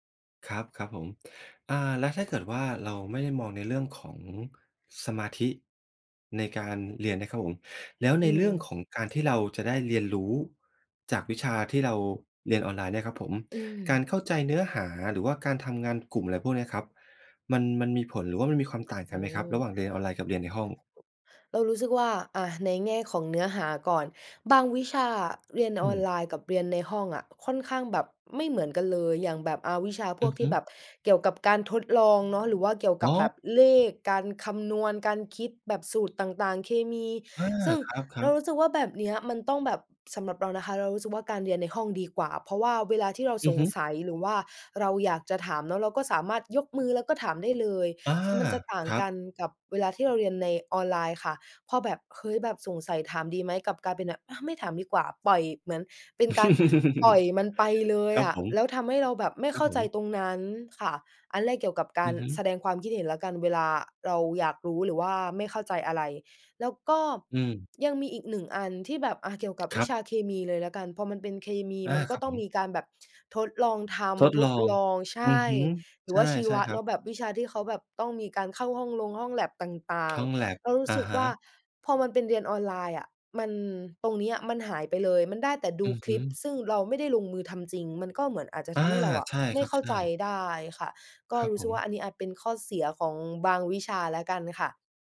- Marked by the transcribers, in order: tapping; chuckle
- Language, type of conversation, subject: Thai, podcast, เรียนออนไลน์กับเรียนในห้องเรียนต่างกันอย่างไรสำหรับคุณ?